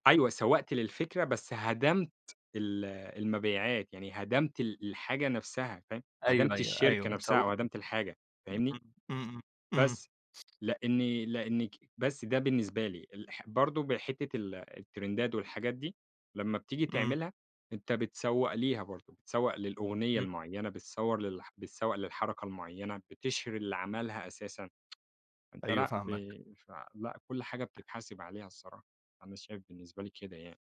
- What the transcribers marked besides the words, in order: unintelligible speech; other background noise; in English: "التِرِندات"; tsk; tapping
- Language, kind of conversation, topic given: Arabic, podcast, بتحس بضغط إنك لازم تمشي مع الترند، وبتعمل إيه؟